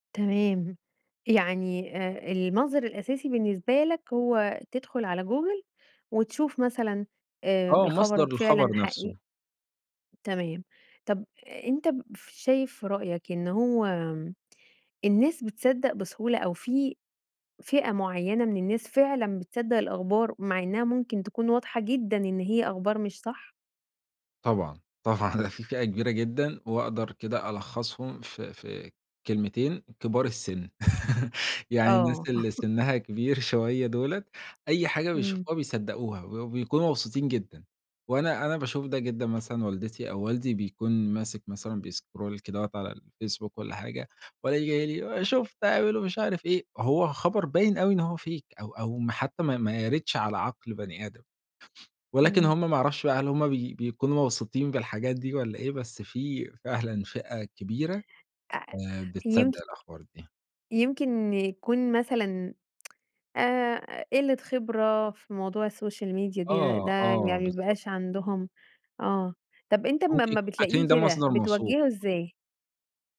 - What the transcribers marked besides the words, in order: chuckle; laughing while speaking: "سنها كبير شوية دُوّلة"; chuckle; in English: "بيscroll"; in English: "fake"; tsk; in English: "الSocial Media"
- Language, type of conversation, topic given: Arabic, podcast, إزاي بتتعامل مع الأخبار الكاذبة على السوشيال ميديا؟